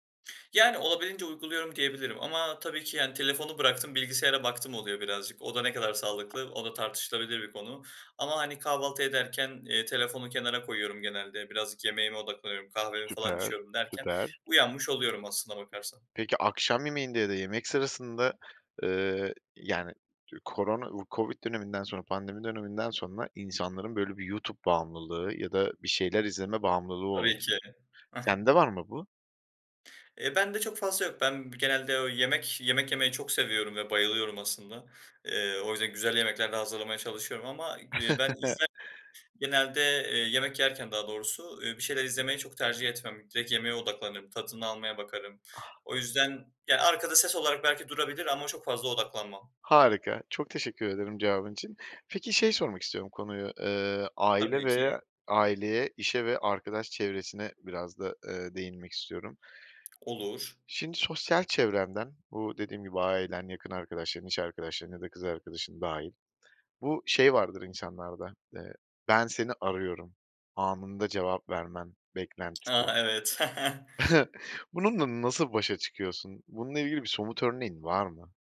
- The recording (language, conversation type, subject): Turkish, podcast, İnternetten uzak durmak için hangi pratik önerilerin var?
- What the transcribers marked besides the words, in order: other background noise; chuckle; chuckle